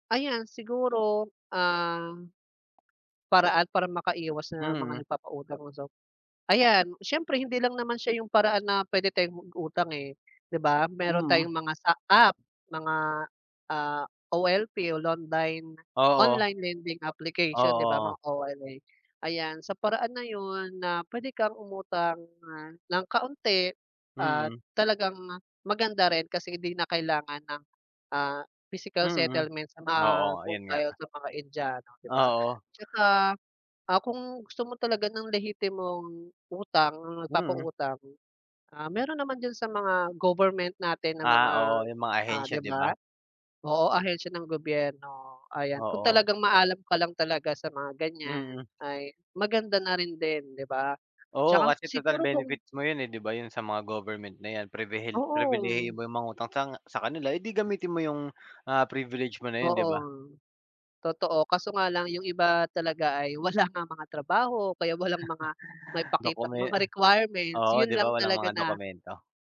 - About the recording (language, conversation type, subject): Filipino, unstructured, Ano ang opinyon mo tungkol sa mga nagpapautang na mataas ang interes?
- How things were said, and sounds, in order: tapping; other background noise; chuckle